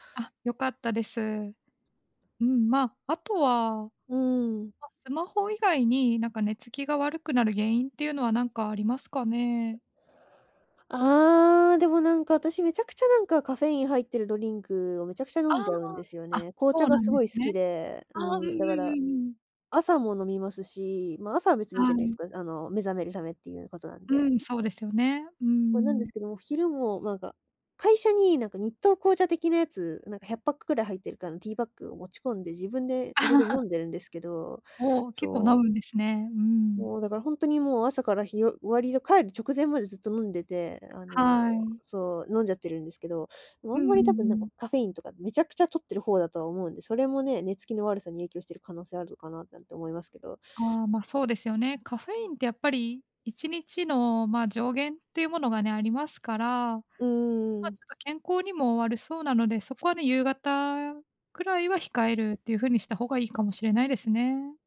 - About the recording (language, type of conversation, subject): Japanese, advice, 就寝前にスマホや画面を見ているせいで寝つきが悪い状況を、具体的に教えていただけますか？
- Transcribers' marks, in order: other background noise; joyful: "ああ"; laugh